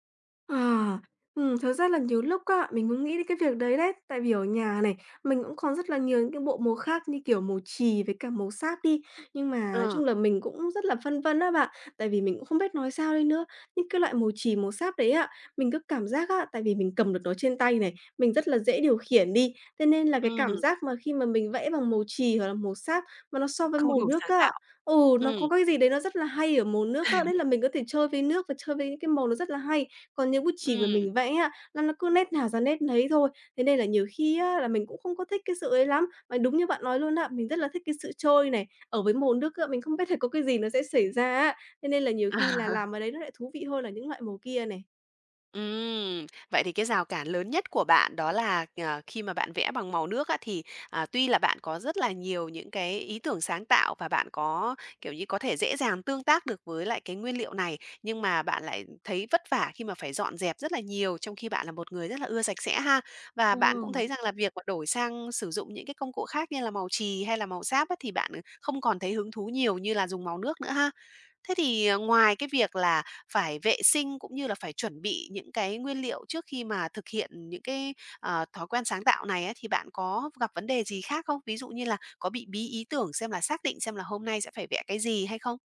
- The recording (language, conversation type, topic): Vietnamese, advice, Làm thế nào để bắt đầu thói quen sáng tạo hằng ngày khi bạn rất muốn nhưng vẫn không thể bắt đầu?
- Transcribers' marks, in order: laugh; laughing while speaking: "là"; laugh; tapping; unintelligible speech